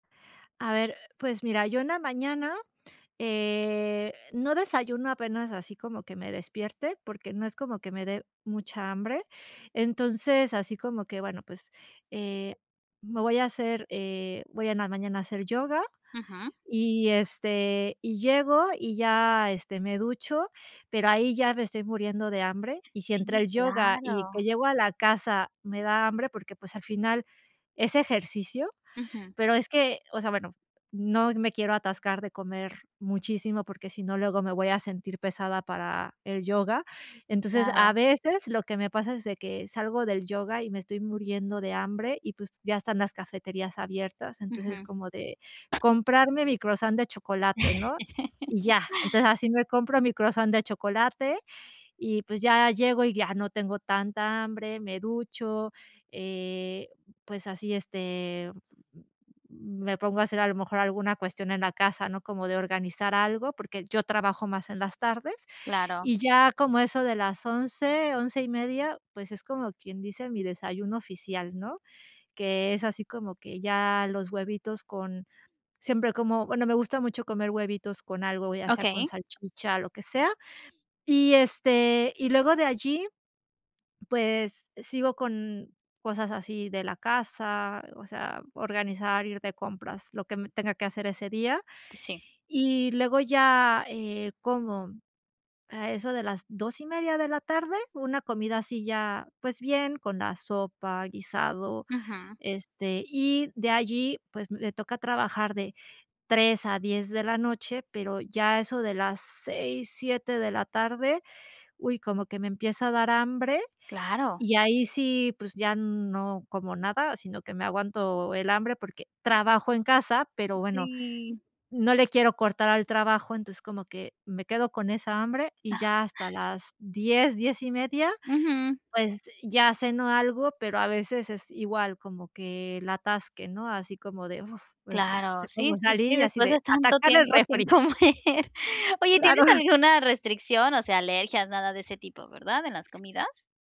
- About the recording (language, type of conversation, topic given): Spanish, advice, ¿Cómo puedo mantener mi energía durante todo el día sin caídas?
- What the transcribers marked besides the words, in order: drawn out: "eh"; other background noise; laugh; drawn out: "Si"; other noise; laughing while speaking: "sin comer"; giggle